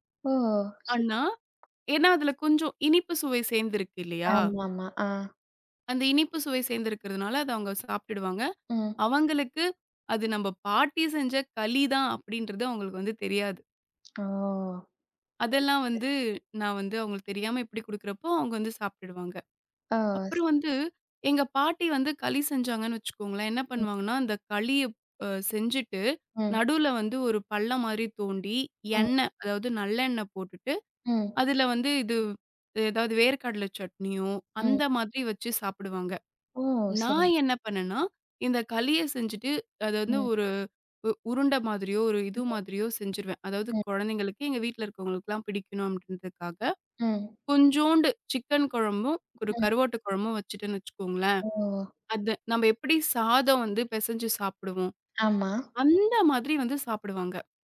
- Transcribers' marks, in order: other background noise; unintelligible speech
- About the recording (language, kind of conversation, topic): Tamil, podcast, பாரம்பரிய சமையல் குறிப்புகளை வீட்டில் எப்படி மாற்றி அமைக்கிறீர்கள்?